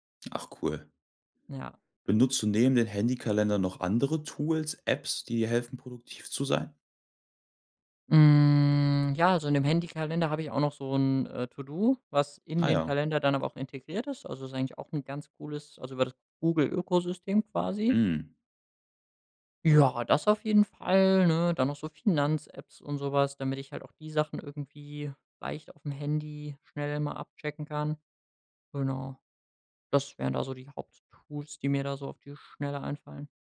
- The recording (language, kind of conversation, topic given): German, podcast, Was hilft dir, zu Hause wirklich produktiv zu bleiben?
- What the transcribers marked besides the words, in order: joyful: "Finanz-Apps"